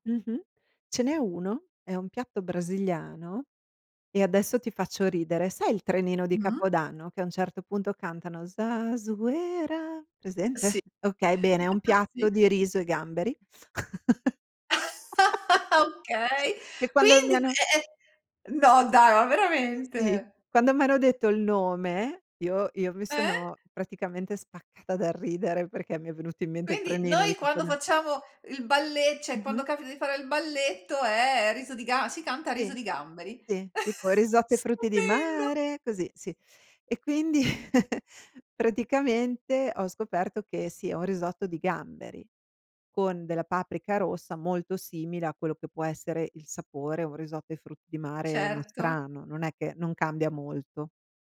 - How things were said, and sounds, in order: singing: "Zazuera"; chuckle; laugh; stressed: "Quindi"; chuckle; other background noise; "cioè" said as "ceh"; drawn out: "è"; chuckle; stressed: "Stupendo!"; singing: "mare"; chuckle
- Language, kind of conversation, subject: Italian, podcast, Qual è il cibo straniero che ti ha sorpreso di più?